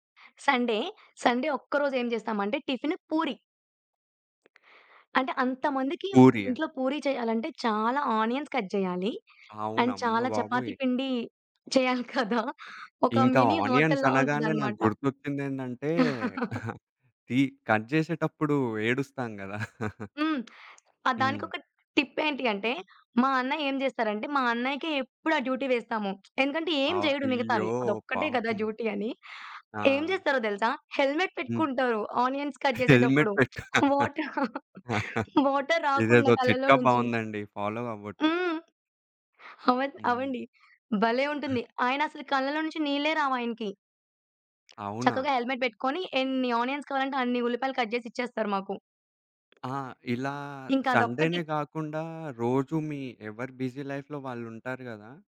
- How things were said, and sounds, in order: in English: "సండే. సండే"; other background noise; in English: "ఆనియన్స్ కట్"; in English: "అండ్"; chuckle; in English: "ఆనియన్స్"; in English: "మినీ"; tapping; chuckle; in English: "కట్"; chuckle; in English: "డ్యూటీ"; lip smack; in English: "డ్యూటీ"; in English: "హెల్మెట్"; laughing while speaking: "హెల్మేట్ పెట్టు"; in English: "హెల్మేట్"; in English: "ఆనియన్స్ కట్"; laughing while speaking: "వాట వాటర్"; in English: "వాటర్"; in English: "ఫాలో"; in English: "హెల్మెట్"; in English: "ఆనియన్స్"; in English: "కట్"; in English: "సండేనే"; in English: "బిజీ లై‌ఫ్‌లో"
- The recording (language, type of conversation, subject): Telugu, podcast, కుటుంబ బంధాలను బలపరచడానికి పాటించాల్సిన చిన్న అలవాట్లు ఏమిటి?